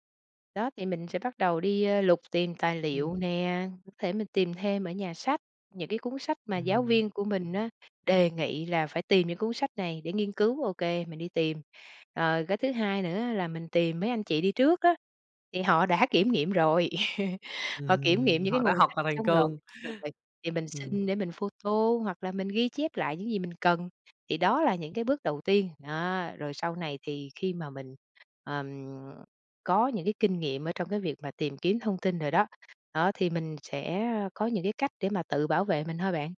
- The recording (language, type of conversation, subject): Vietnamese, podcast, Bạn đánh giá và kiểm chứng nguồn thông tin như thế nào trước khi dùng để học?
- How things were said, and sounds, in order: unintelligible speech; laugh; other background noise; tapping